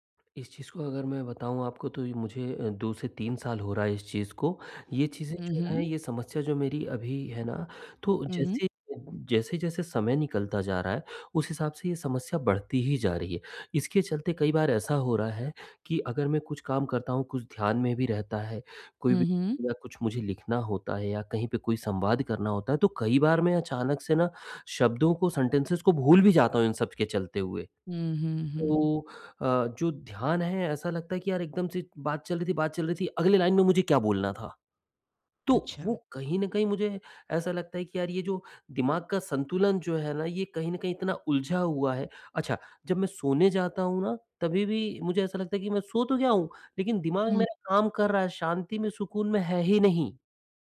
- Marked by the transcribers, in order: tapping; in English: "सेंटेंसेस"
- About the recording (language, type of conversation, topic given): Hindi, advice, मैं मानसिक स्पष्टता और एकाग्रता फिर से कैसे हासिल करूँ?